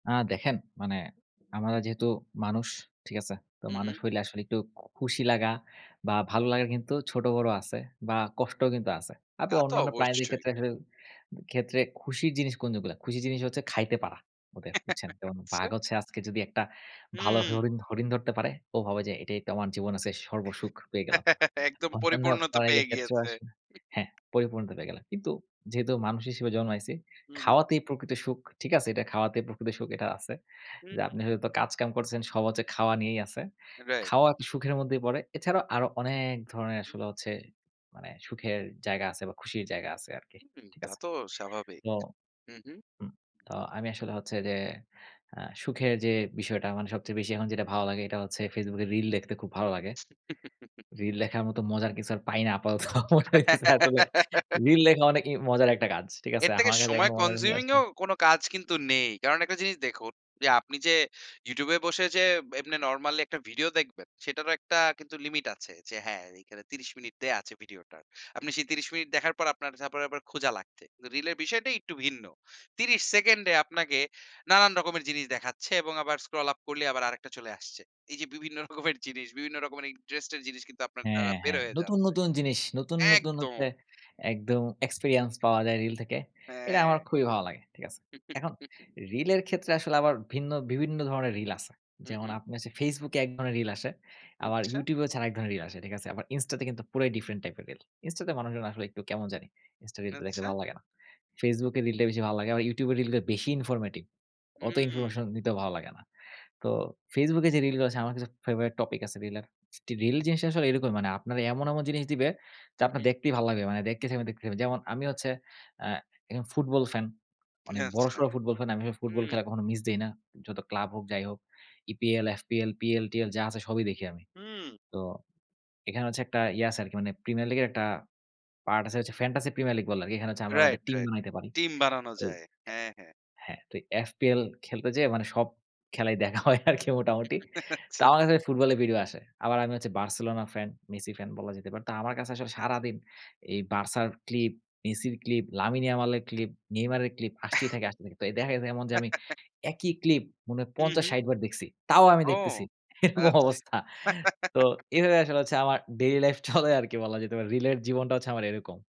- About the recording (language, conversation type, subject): Bengali, podcast, আপনার ছোট ছোট খুশির রীতিগুলো কী কী?
- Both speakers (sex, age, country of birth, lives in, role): male, 20-24, Bangladesh, Bangladesh, guest; male, 25-29, Bangladesh, Bangladesh, host
- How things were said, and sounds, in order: tapping; chuckle; laughing while speaking: "আচ্ছা"; other background noise; chuckle; laughing while speaking: "একদম পরিপূর্ণ তো পেয়ে গিয়েছে"; chuckle; laughing while speaking: "আপাতত মনে হইতেছে আসলে"; laugh; in English: "কনজিউমিং"; laughing while speaking: "রকমের জিনিস"; chuckle; in English: "ইনফরমেটিভ"; unintelligible speech; laughing while speaking: "হয় আরকি মোটামুটি"; giggle; laughing while speaking: "আচ্ছা, আচ্ছা"; cough; chuckle; laughing while speaking: "এরকম অবস্থা"; giggle; laughing while speaking: "চলে আরকি বলা"